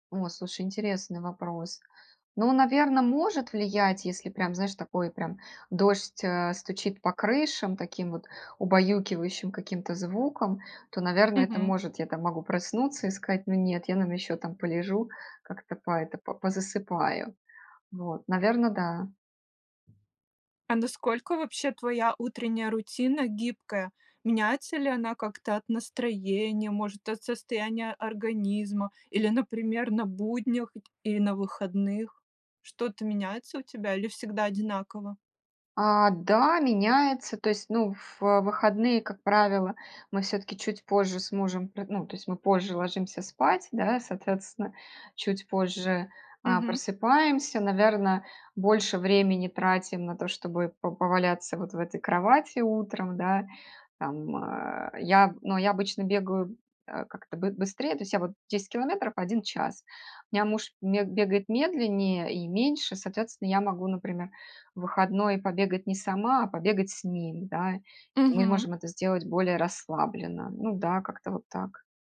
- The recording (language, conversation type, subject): Russian, podcast, Как вы начинаете день, чтобы он был продуктивным и здоровым?
- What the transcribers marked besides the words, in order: tapping